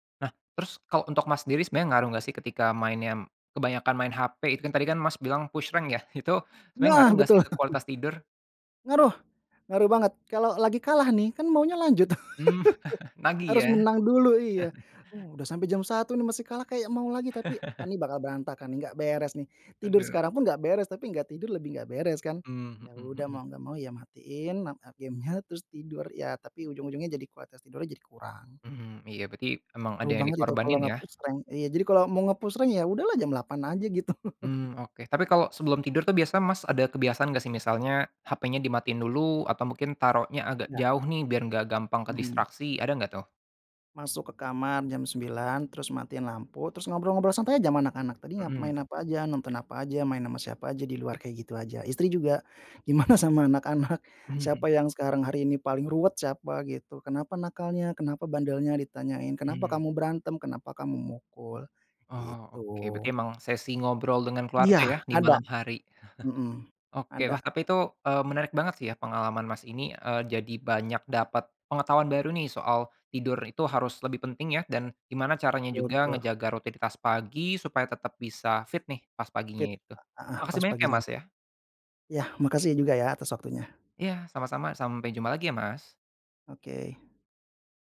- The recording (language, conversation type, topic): Indonesian, podcast, Apa rutinitas pagi sederhana yang selalu membuat suasana hatimu jadi bagus?
- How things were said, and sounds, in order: tapping; in English: "push rank"; chuckle; chuckle; chuckle; chuckle; in English: "nge-push rank"; in English: "nge-push rank"; chuckle; laughing while speaking: "Gimana sama anak-anak?"; chuckle